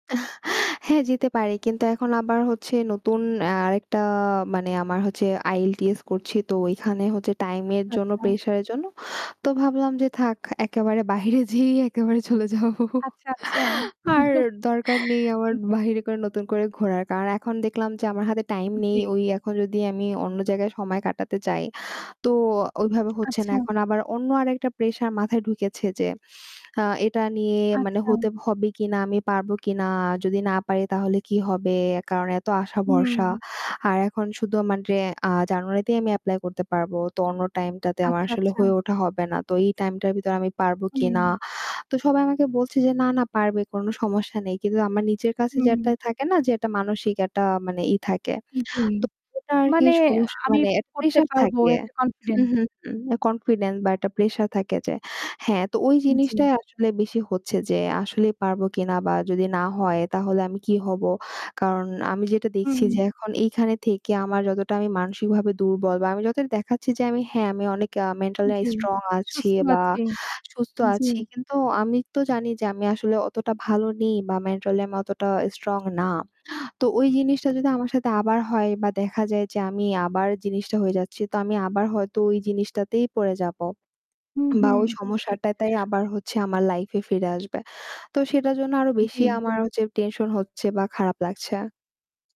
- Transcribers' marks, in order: static; laughing while speaking: "বাহিরে যেয়েই একেবারে চলে যাব"; chuckle; chuckle; in English: "confident"; in English: "Confidence"; other background noise; mechanical hum; in English: "mental strong"; in English: "mentally"; in English: "strong"
- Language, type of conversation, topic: Bengali, unstructured, কেন অনেক মানুষ মানসিক সমস্যাকে দুর্বলতার লক্ষণ বলে মনে করে?